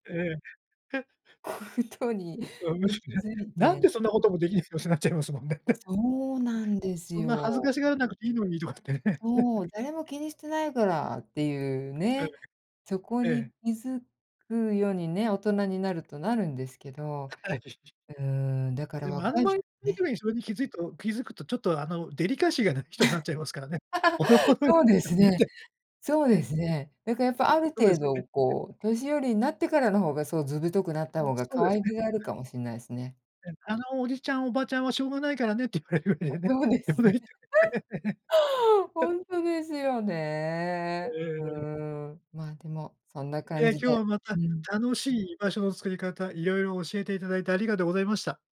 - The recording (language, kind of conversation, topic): Japanese, podcast, 居場所を見つけるうえで、いちばん大切だと思うことは何ですか？
- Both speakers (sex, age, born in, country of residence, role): female, 50-54, Japan, United States, guest; male, 60-64, Japan, Japan, host
- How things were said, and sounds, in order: laughing while speaking: "事に"; laughing while speaking: "う、あ、むしろね。なんでそ … いますもんね"; laughing while speaking: "とかってね"; laugh; laughing while speaking: "あ、はい"; laugh; laughing while speaking: "ほどほどに、ま、みなきゃね"; laughing while speaking: "あ、そうですね"; laughing while speaking: "言われるんだよね。 だよね"; unintelligible speech; laugh